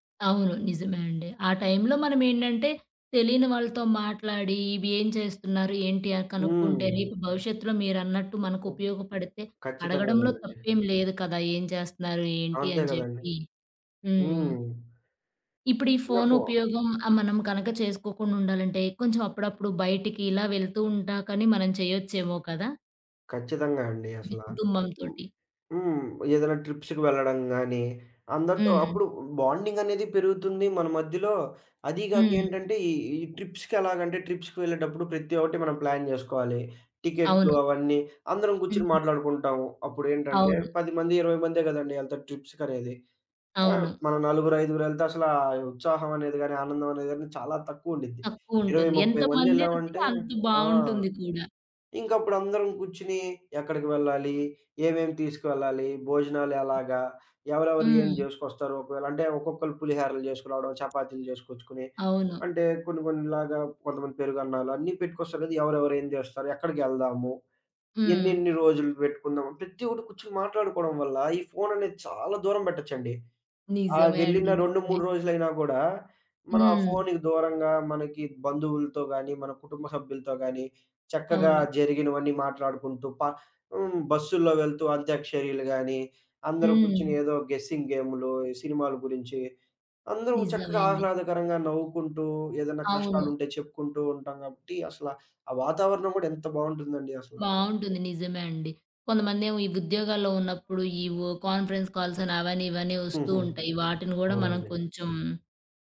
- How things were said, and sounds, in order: in English: "ట్రిప్స్‌కి"; in English: "ట్రిప్స్‌కెలాగంటే ట్రిప్స్‌కి"; in English: "ప్లాన్"; in English: "ట్రిప్స్‌కనేది"; tapping; in English: "గెసింగ్ గేమ్‌లు"; in English: "కాన్ఫరెన్స్ కాల్సని"
- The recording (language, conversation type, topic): Telugu, podcast, కంప్యూటర్, ఫోన్ వాడకంపై పరిమితులు ఎలా పెట్టాలి?